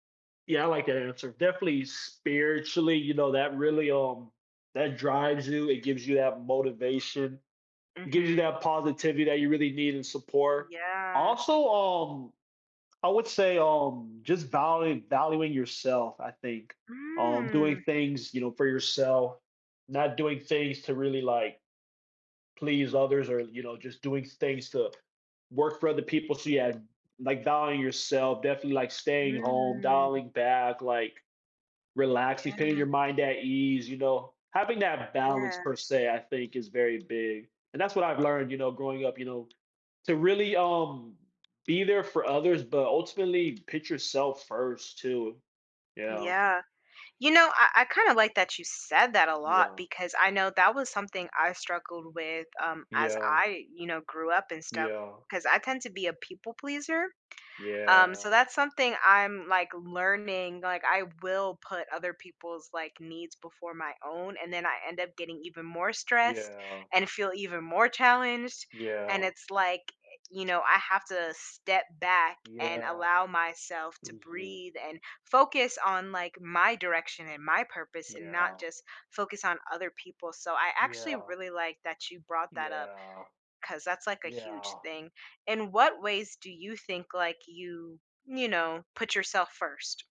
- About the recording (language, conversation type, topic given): English, unstructured, What helps you keep going when life gets tough?
- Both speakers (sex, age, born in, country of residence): female, 30-34, United States, United States; male, 20-24, United States, United States
- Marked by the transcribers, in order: drawn out: "Mm"; tapping; drawn out: "Mm"; other background noise; stressed: "my"; stressed: "my"